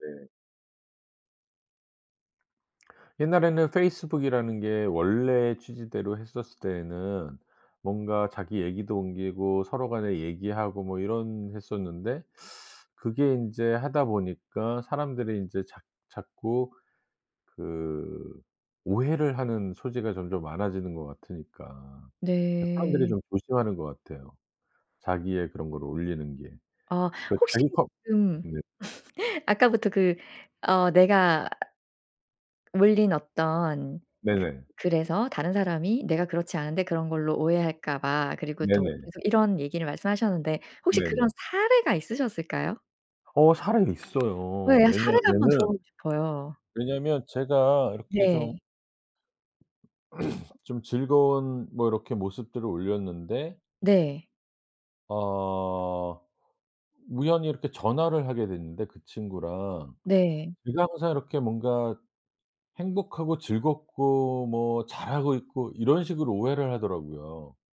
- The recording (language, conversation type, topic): Korean, podcast, 소셜 미디어에 게시할 때 가장 신경 쓰는 점은 무엇인가요?
- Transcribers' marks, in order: laugh; tapping; throat clearing